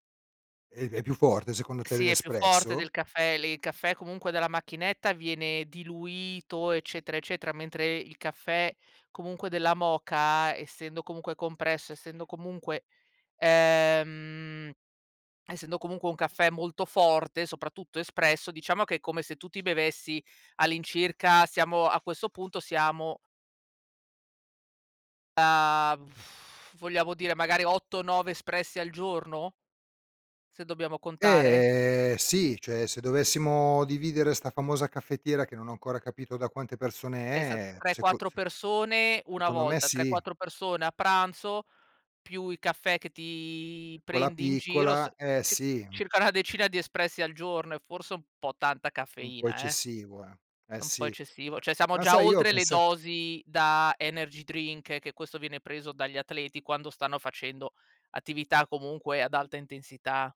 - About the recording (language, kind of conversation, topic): Italian, advice, In che modo l’eccesso di caffeina o l’uso degli schermi la sera ti impediscono di addormentarti?
- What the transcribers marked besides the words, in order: drawn out: "ehm"; other background noise; lip trill; drawn out: "Eh"; "cioè" said as "ceh"; in English: "energy drink"